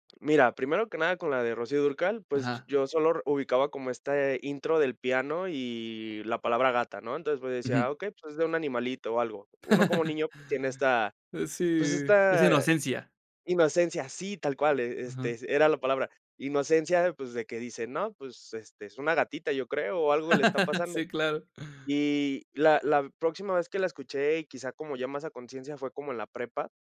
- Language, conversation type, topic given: Spanish, podcast, ¿Qué canción redescubriste y te sorprendió para bien?
- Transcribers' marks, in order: chuckle; laugh